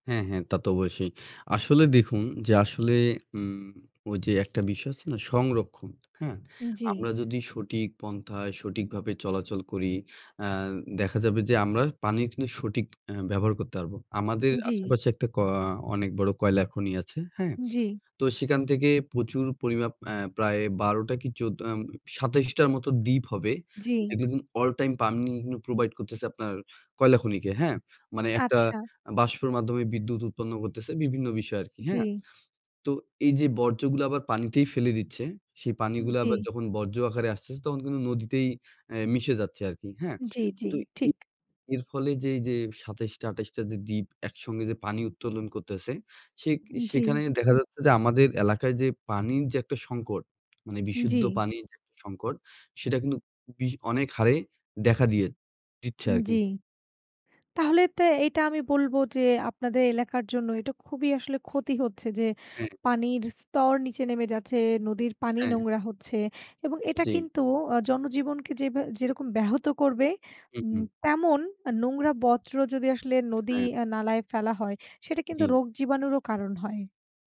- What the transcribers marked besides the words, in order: other background noise; tapping; in English: "all time"; in English: "provide"; "এলাকায়" said as "অ্যালাকা"
- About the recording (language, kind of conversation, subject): Bengali, unstructured, জল সংরক্ষণ করতে আমাদের কোন কোন অভ্যাস মেনে চলা উচিত?